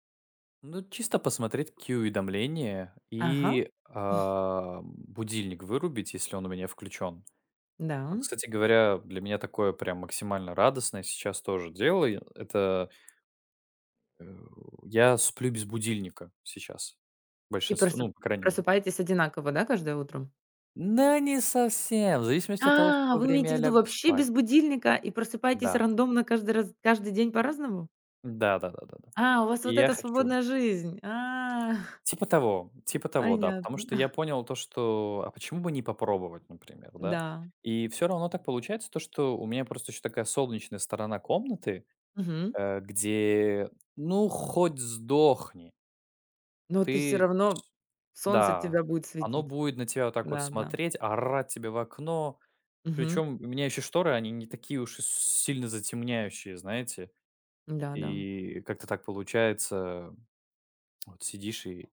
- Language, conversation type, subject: Russian, unstructured, Какие маленькие радости делают твой день лучше?
- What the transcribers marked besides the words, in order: chuckle; drawn out: "Да не совсем"; surprised: "А, вы имеете в виду вообще без будильника"; tapping; joyful: "свободная жизнь! А"; chuckle; chuckle; angry: "ну хоть сдохни!"; other background noise; angry: "орать"; tsk